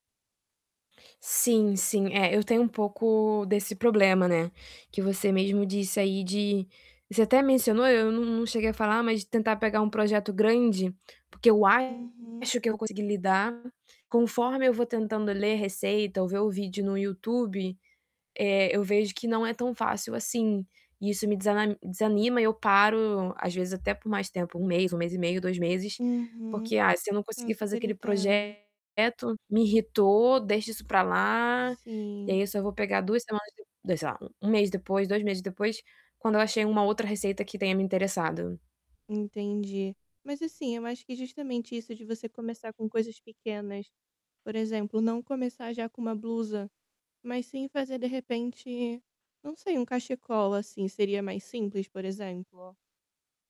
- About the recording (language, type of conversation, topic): Portuguese, advice, Como posso lidar com a frustração ao aprender algo novo?
- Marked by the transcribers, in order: static; distorted speech; tapping; other background noise